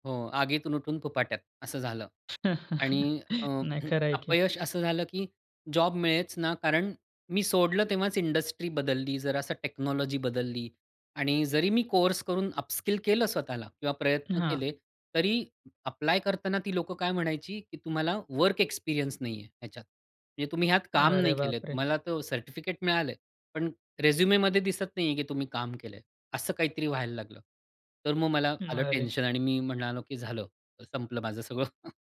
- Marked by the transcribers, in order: chuckle; throat clearing; in English: "जॉब"; in English: "इंडस्ट्री"; in English: "टेक्नॉलॉजी"; in English: "अपस्किल"; in English: "अप्लाय"; in English: "वर्क एक्सपिरियन्स"; in English: "रेझ्युमीमध्ये"; tapping; chuckle
- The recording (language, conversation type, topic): Marathi, podcast, एखाद्या अपयशातून तुला काय शिकायला मिळालं?